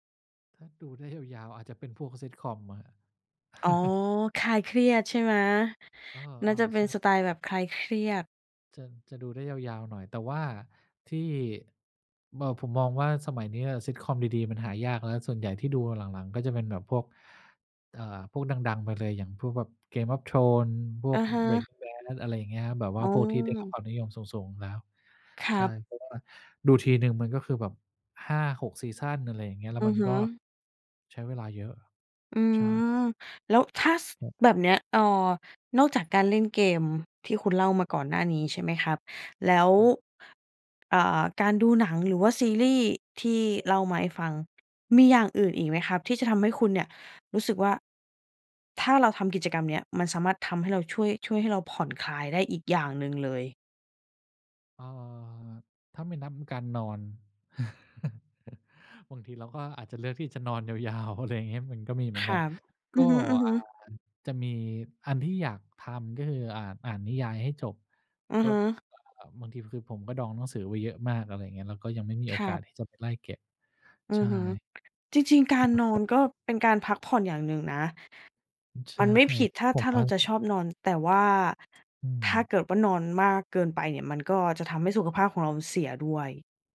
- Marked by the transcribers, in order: tapping; chuckle; other background noise; chuckle; unintelligible speech
- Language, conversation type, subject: Thai, podcast, การพักผ่อนแบบไหนช่วยให้คุณกลับมามีพลังอีกครั้ง?